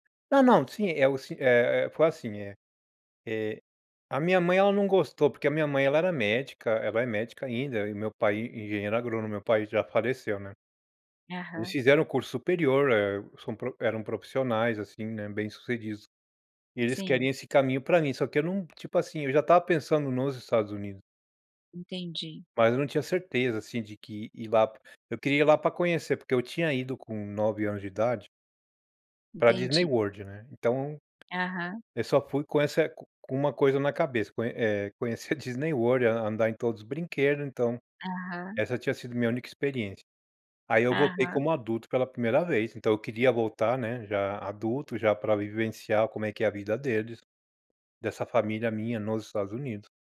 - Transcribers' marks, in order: tapping
- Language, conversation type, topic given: Portuguese, podcast, Que conselhos você daria a quem está procurando um bom mentor?